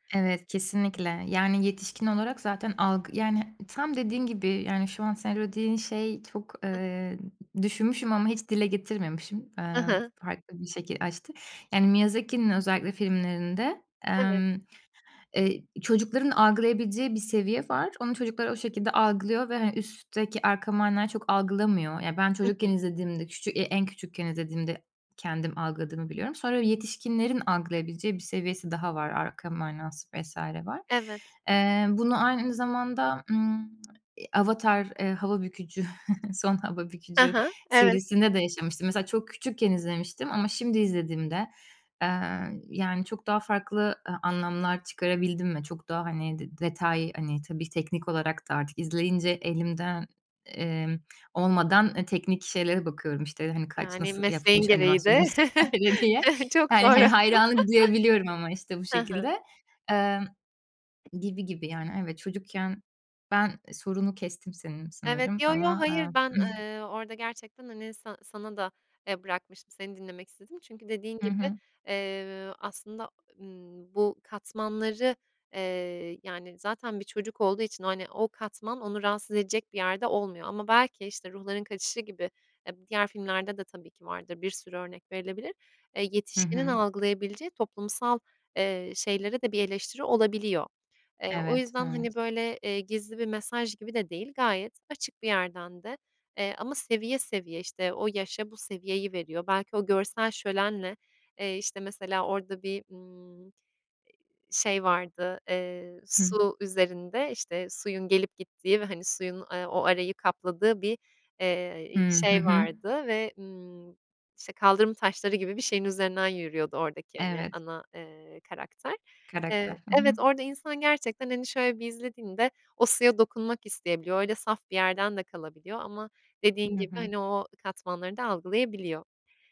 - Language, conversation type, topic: Turkish, podcast, Bir karakteri oluştururken nereden başlarsın?
- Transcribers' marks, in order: chuckle; other background noise; chuckle; laughing while speaking: "çok doğru"; laughing while speaking: "vs. diye"; chuckle; chuckle; tapping